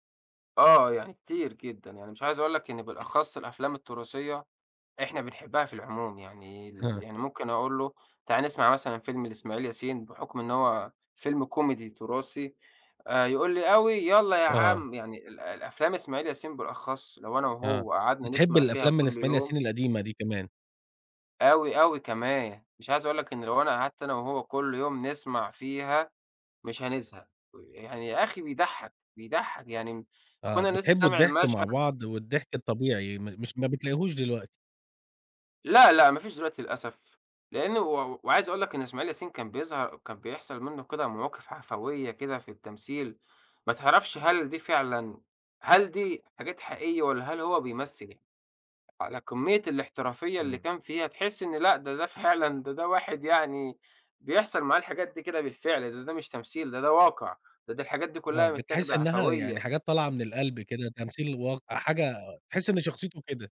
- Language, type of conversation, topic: Arabic, podcast, إزاي المشاهدة المشتركة بتقرّبك من الناس؟
- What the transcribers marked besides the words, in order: tapping; put-on voice: "أوي، يالّا يا عم"